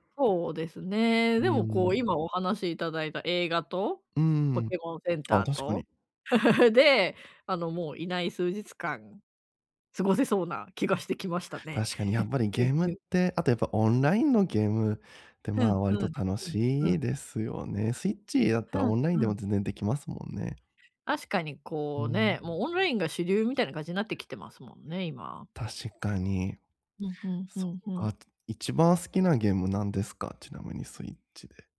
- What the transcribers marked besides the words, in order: other background noise; laugh; chuckle
- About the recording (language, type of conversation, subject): Japanese, advice, 余暇をもっと楽しめるようになるにはどうすればいいですか？